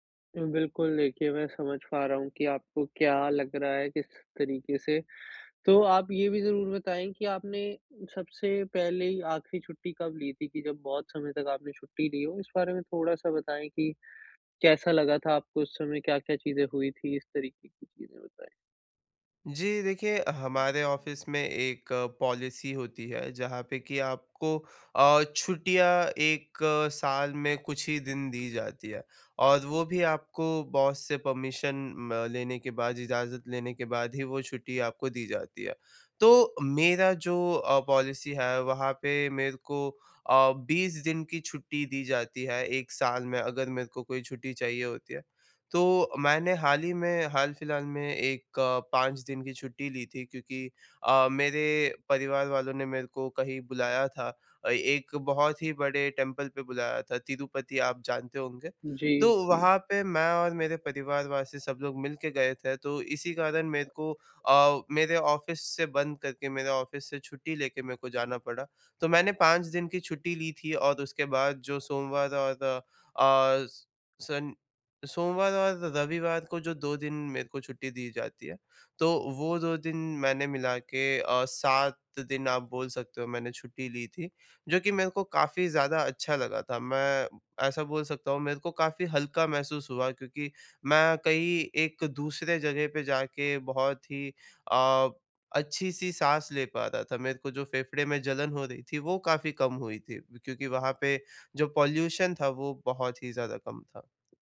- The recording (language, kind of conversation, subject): Hindi, advice, काम और स्वास्थ्य के बीच संतुलन बनाने के उपाय
- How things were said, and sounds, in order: in English: "ऑफ़िस"; in English: "पॉलिसी"; in English: "बॉस"; in English: "परमिशन"; in English: "पॉलिसी"; in English: "टेम्पल"; in English: "ऑफ़िस"; in English: "ऑफ़िस"; tapping; in English: "पॉल्यूशन"